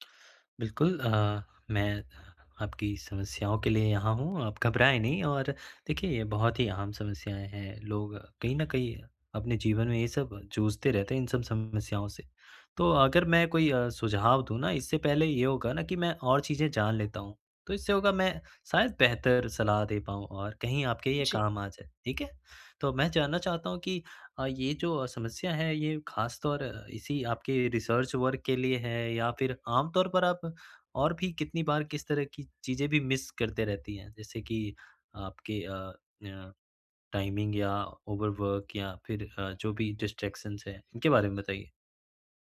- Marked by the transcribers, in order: in English: "रिसर्च वर्क"; in English: "मिस"; in English: "टाइमिंग"; in English: "ओवरवर्क"; in English: "डिस्ट्रैक्शंस"
- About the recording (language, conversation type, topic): Hindi, advice, मैं बार-बार समय-सीमा क्यों चूक रहा/रही हूँ?